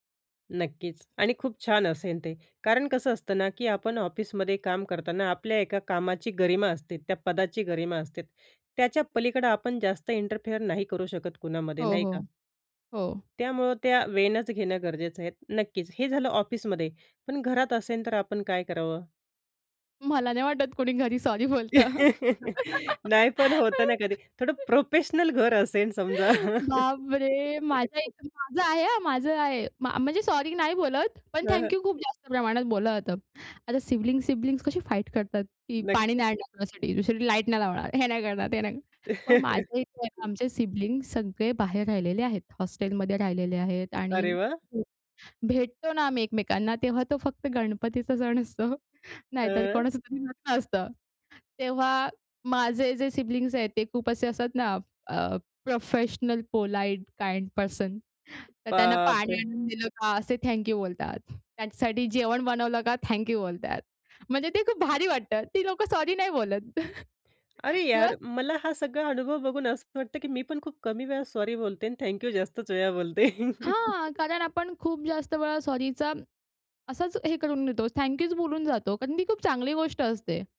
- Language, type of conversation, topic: Marathi, podcast, अनावश्यक माफी मागण्याची सवय कमी कशी करावी?
- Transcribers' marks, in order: in English: "इंटरफेअर"; in English: "वेनंच"; laugh; other background noise; chuckle; chuckle; in English: "सिबलिंग-सिबलिंग"; "तुझ्यासाठी" said as "दुसरी"; chuckle; in English: "सिबलिंग्स"; unintelligible speech; chuckle; in English: "सिबलिंग"; in English: "प्रोफेशनल पोलाईट काइंड पर्सन"; chuckle; in Hindi: "यार"; chuckle